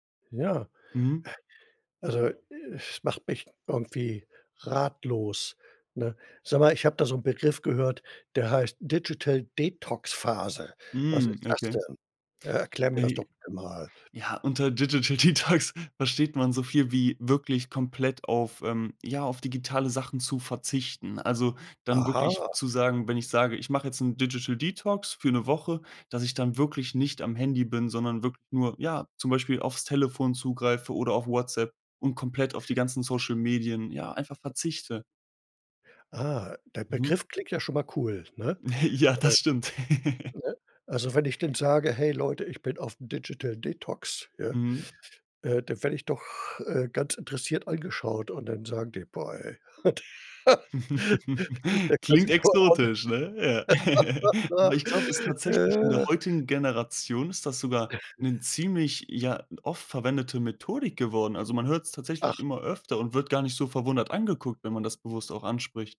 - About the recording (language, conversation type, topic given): German, podcast, Wie legst du für dich Pausen von sozialen Medien fest?
- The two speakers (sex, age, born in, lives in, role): male, 20-24, Germany, Germany, guest; male, 65-69, Germany, Germany, host
- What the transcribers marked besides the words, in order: sigh; in English: "Digital Detox"; other noise; in English: "Digital Detox"; laughing while speaking: "Detox"; surprised: "Aha"; in English: "Digital Detox"; surprised: "Ah"; chuckle; laugh; in English: "Digital Detox"; laugh; laughing while speaking: "Und"; laugh; unintelligible speech; laugh; chuckle